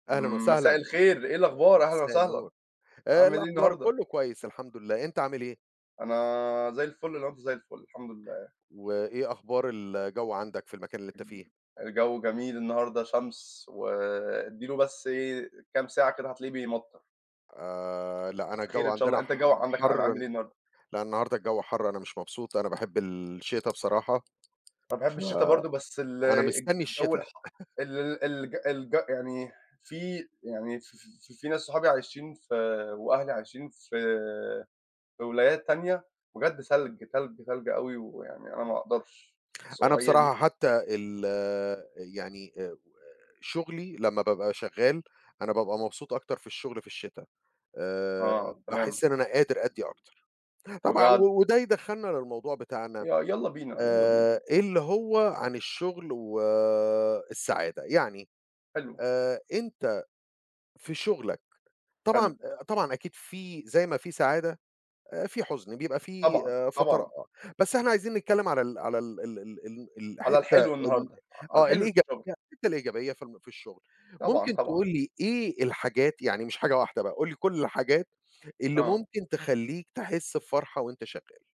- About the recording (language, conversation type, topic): Arabic, unstructured, إيه اللي بيخليك تحس بالسعادة في شغلك؟
- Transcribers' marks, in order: tapping; laugh